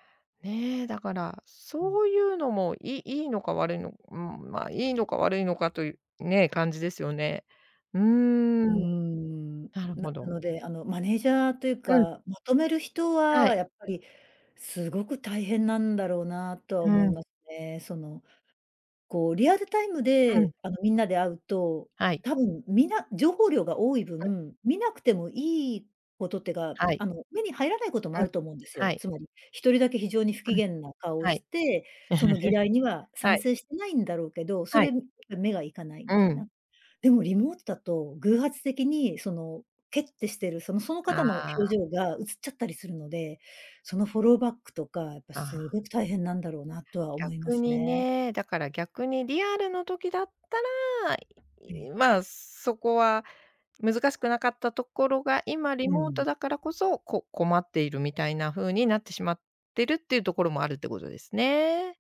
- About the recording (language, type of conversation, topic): Japanese, podcast, リモートワークで一番困ったことは何でしたか？
- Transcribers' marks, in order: chuckle; tapping; other background noise